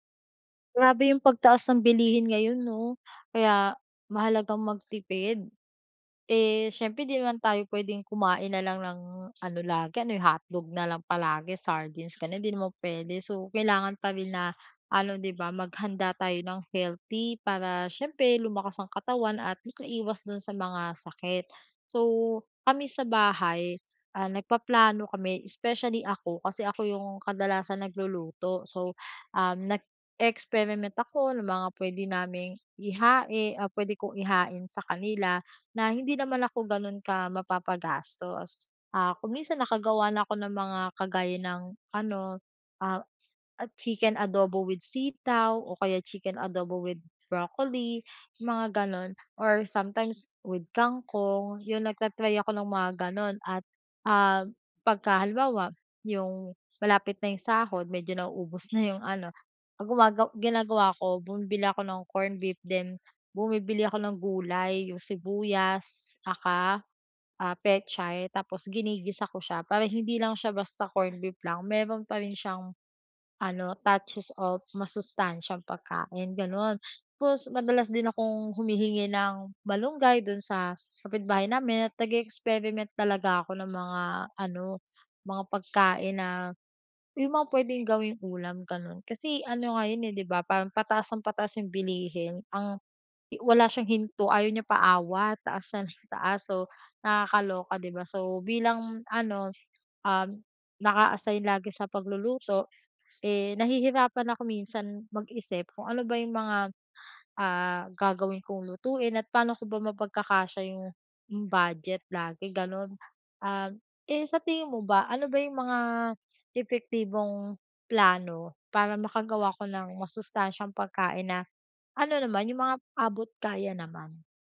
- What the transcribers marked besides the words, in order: other background noise
- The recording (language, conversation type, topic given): Filipino, advice, Paano ako makakaplano ng masustansiya at abot-kayang pagkain araw-araw?